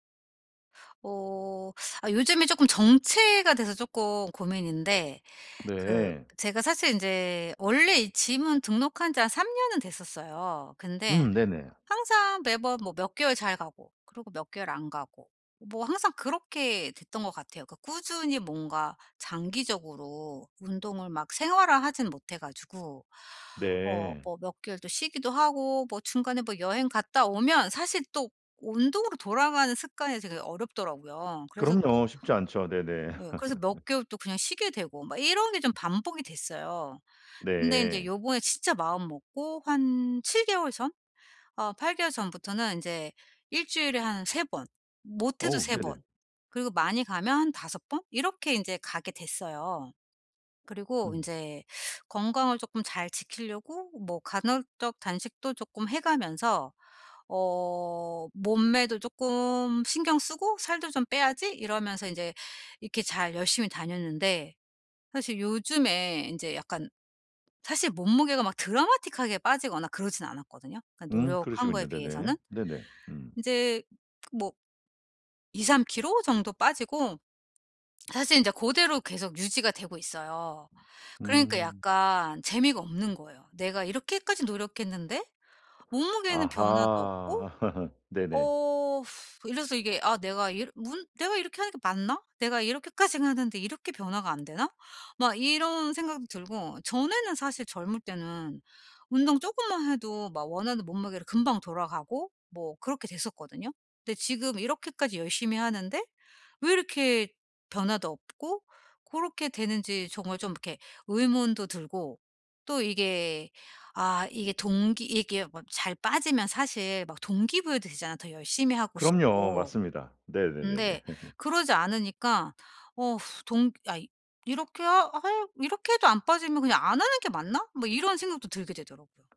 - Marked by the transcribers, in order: tapping; laugh; sigh; laugh; sigh; laugh
- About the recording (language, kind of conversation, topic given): Korean, advice, 습관이 제자리걸음이라 동기가 떨어질 때 어떻게 다시 회복하고 꾸준히 이어갈 수 있나요?